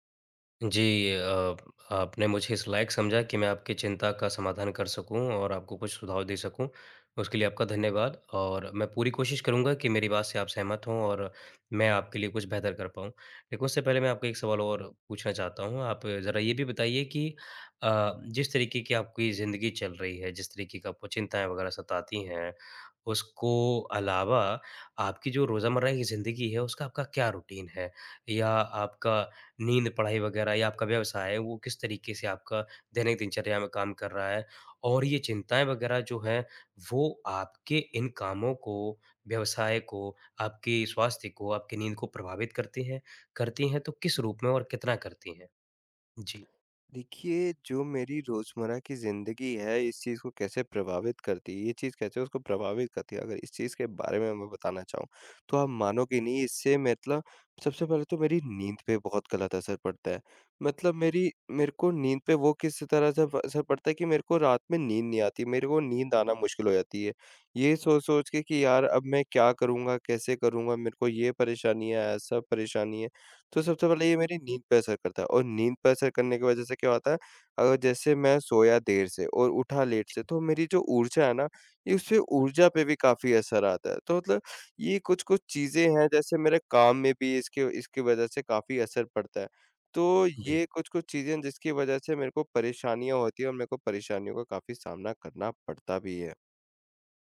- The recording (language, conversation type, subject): Hindi, advice, बार-बार चिंता होने पर उसे शांत करने के तरीके क्या हैं?
- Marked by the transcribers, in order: in English: "रूटीन"